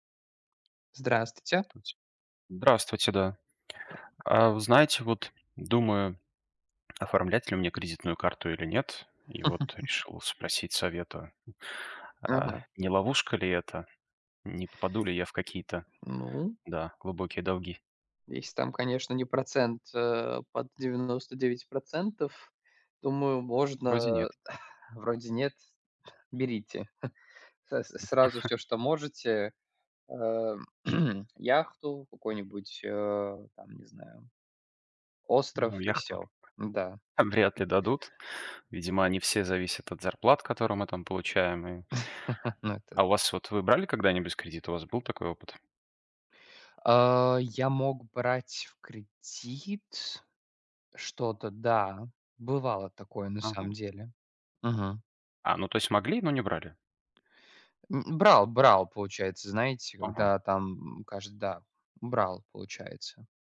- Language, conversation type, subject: Russian, unstructured, Почему кредитные карты иногда кажутся людям ловушкой?
- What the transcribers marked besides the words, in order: chuckle; tapping; other noise; chuckle; throat clearing; other background noise; chuckle; laugh